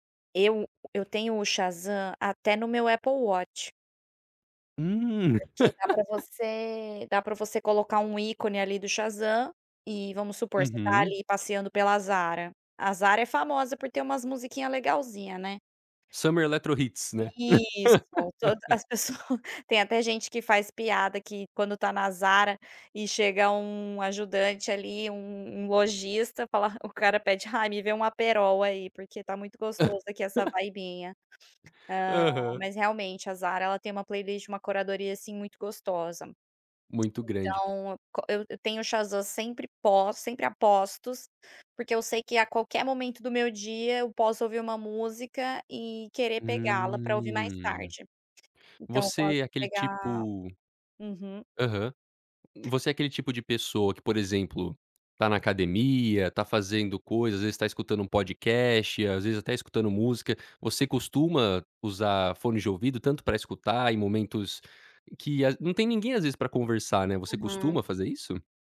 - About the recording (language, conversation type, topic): Portuguese, podcast, Como a internet mudou a forma de descobrir música?
- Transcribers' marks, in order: laugh; tapping; laugh; laugh